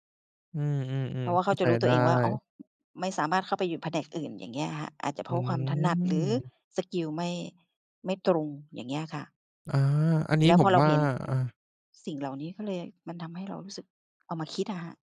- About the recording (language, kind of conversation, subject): Thai, advice, ฉันควรเริ่มอย่างไรเพื่อกลับมารู้สึกสนุกกับสิ่งที่เคยชอบอีกครั้ง?
- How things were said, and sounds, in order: tapping